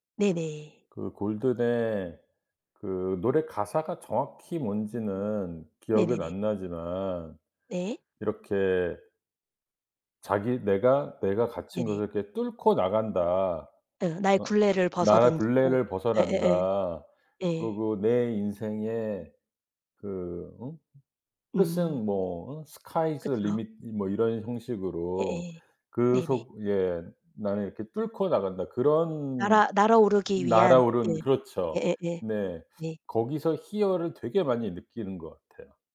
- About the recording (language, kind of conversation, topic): Korean, podcast, 가장 좋아하는 영화는 무엇이고, 그 영화를 좋아하는 이유는 무엇인가요?
- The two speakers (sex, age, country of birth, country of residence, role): female, 40-44, South Korea, United States, host; male, 50-54, South Korea, United States, guest
- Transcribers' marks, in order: other background noise; tapping